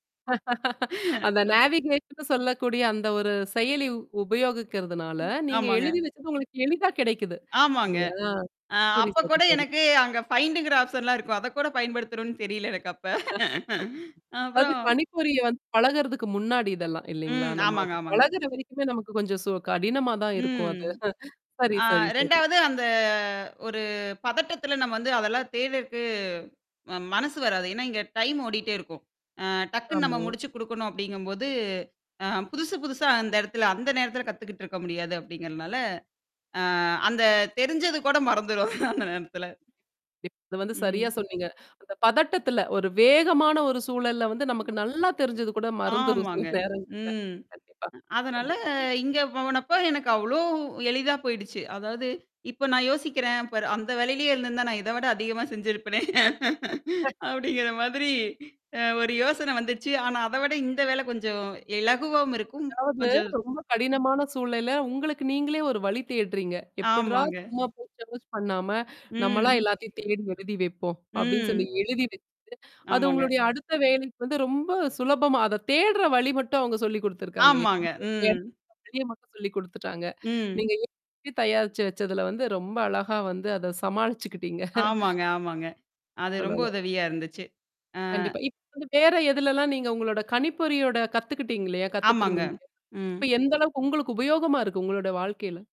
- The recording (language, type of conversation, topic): Tamil, podcast, முந்தைய வேலை அனுபவத்தை புதிய பாதையில் நீங்கள் எப்படி பயன்படுத்தினீர்கள்?
- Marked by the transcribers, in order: laugh; in English: "நேவிகேட்ன்னு"; laugh; other background noise; static; tapping; in English: "ஃபைண்டுங்கிற ஆப்ஷன்லாம்"; laugh; distorted speech; in English: "சோ"; drawn out: "அந்த"; chuckle; in English: "டைம்"; laughing while speaking: "மறந்துரும் அந்த நேரத்துல"; other noise; laughing while speaking: "மறந்துரும் சில நேரங்கள்ல"; laugh; sneeze; in English: "சேர்ச்"; unintelligible speech; laugh